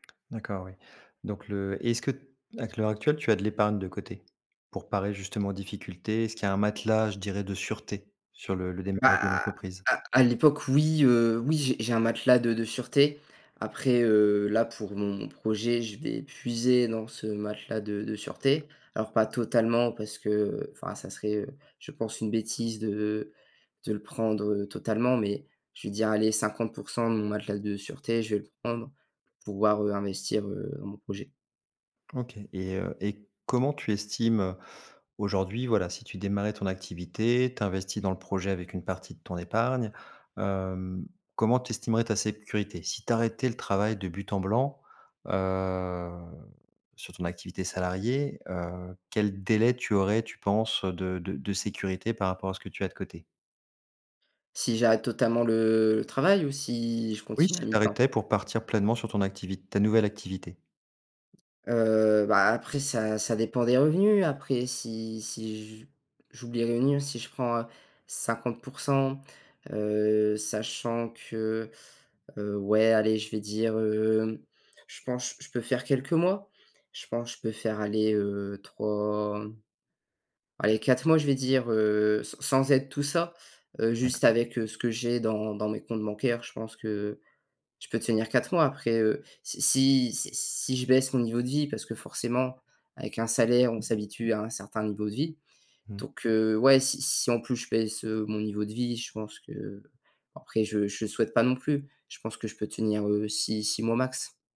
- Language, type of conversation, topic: French, advice, Comment gérer la peur d’un avenir financier instable ?
- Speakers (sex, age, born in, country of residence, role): male, 18-19, France, France, user; male, 40-44, France, France, advisor
- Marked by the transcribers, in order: stressed: "sûreté"; stressed: "comment"; drawn out: "heu"; drawn out: "le"; drawn out: "si"; tapping; unintelligible speech